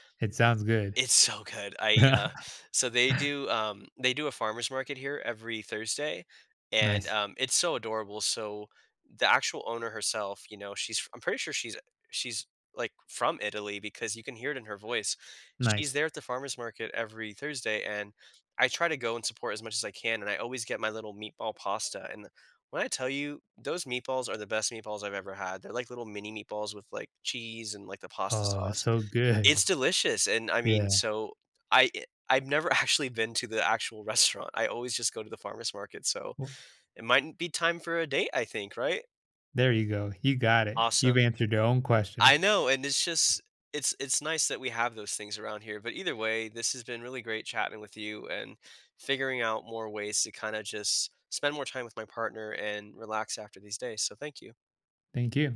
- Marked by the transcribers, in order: tapping; chuckle; laughing while speaking: "good"; laughing while speaking: "actually"; laughing while speaking: "restaurant"
- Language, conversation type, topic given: English, advice, How can I relax and unwind after a busy day?